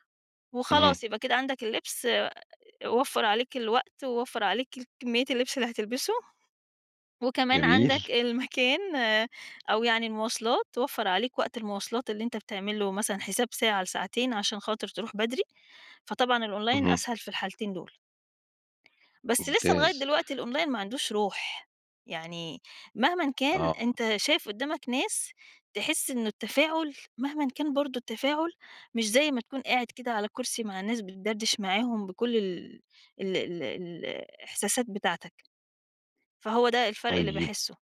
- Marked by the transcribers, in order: tapping; in English: "الأونلاين"; in English: "الأونلاين"
- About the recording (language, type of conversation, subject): Arabic, podcast, إزاي بتجهّز لمقابلة شغل؟